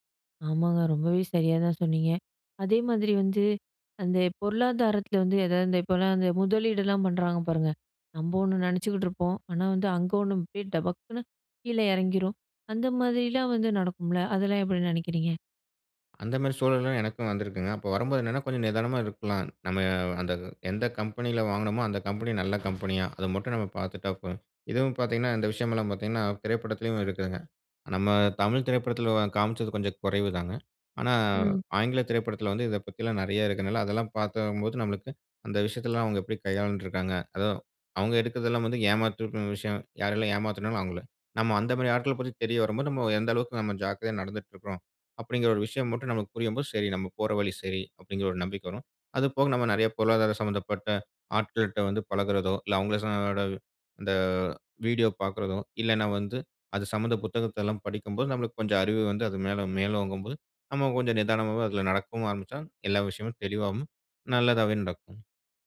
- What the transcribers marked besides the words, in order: other background noise; "கையாண்டு" said as "கையாள்ண்டு"
- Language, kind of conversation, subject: Tamil, podcast, புதுமையான கதைகளை உருவாக்கத் தொடங்குவது எப்படி?